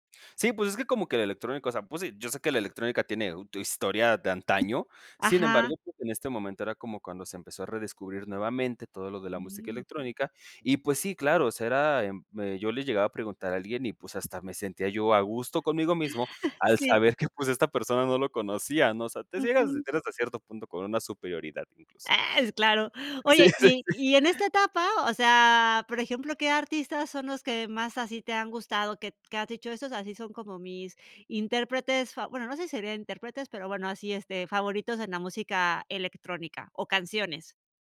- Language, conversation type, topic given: Spanish, podcast, ¿Cómo describirías la banda sonora de tu vida?
- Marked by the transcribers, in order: tapping; chuckle; laughing while speaking: "Sí"; unintelligible speech